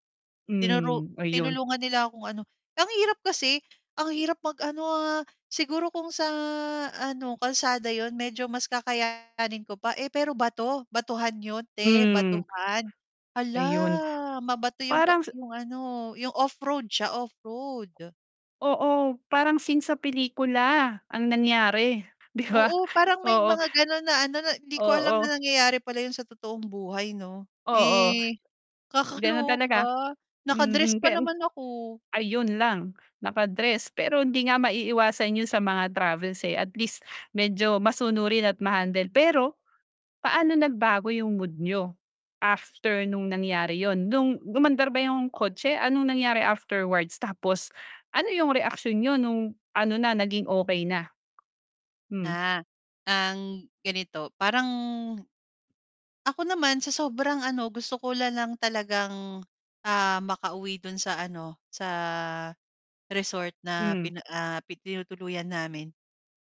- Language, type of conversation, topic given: Filipino, podcast, Naalala mo ba ang isang nakakatawang aberya sa paglalakbay?
- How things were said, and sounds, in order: other background noise; tapping; distorted speech; static